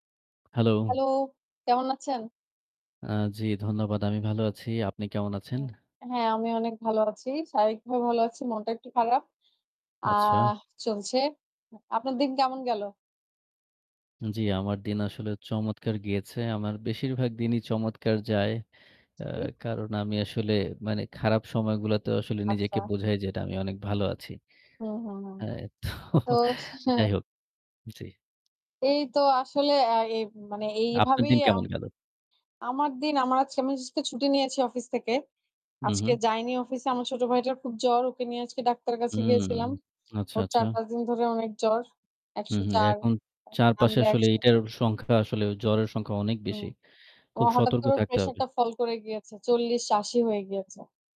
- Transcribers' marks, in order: distorted speech; scoff; in English: "ফল"
- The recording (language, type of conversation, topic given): Bengali, unstructured, ব্যায়াম না করলে শরীরে কী ধরনের পরিবর্তন আসে?